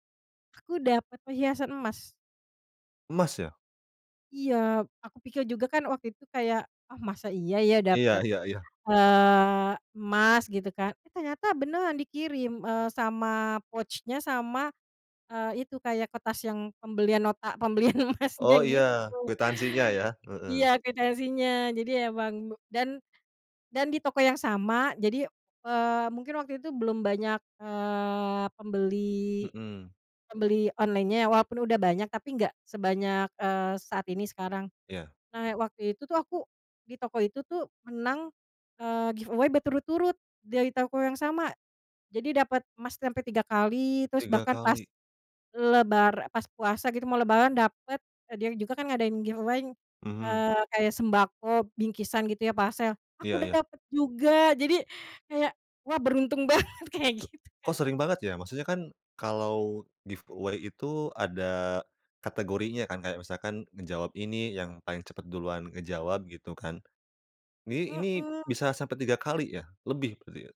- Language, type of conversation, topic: Indonesian, podcast, Apa pengalaman belanja online kamu yang paling berkesan?
- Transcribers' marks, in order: in English: "pouch-nya"; laughing while speaking: "pembelian emasnya"; in English: "online-nya"; in English: "giveaway"; in English: "giveaway"; laughing while speaking: "banget! kaya gitu, Kak"; in English: "giveaway"